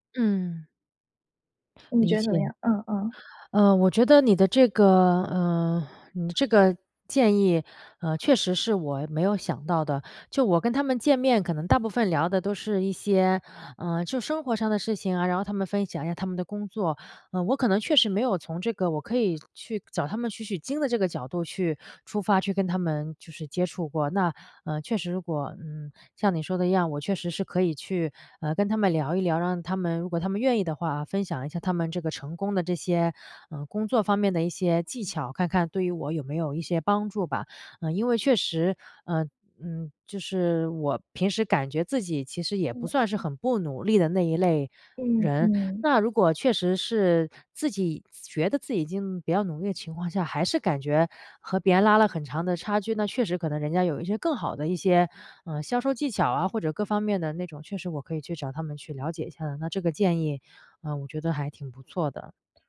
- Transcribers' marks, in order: tapping
- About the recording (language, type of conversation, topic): Chinese, advice, 看到同行快速成长时，我为什么会产生自我怀疑和成功焦虑？